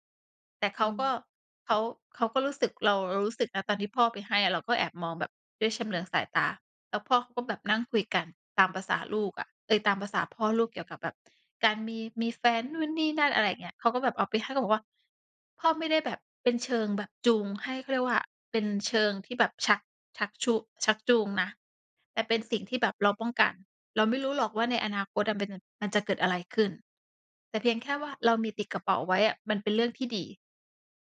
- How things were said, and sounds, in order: none
- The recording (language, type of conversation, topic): Thai, podcast, เล่าเรื่องวิธีสื่อสารกับลูกเวลามีปัญหาได้ไหม?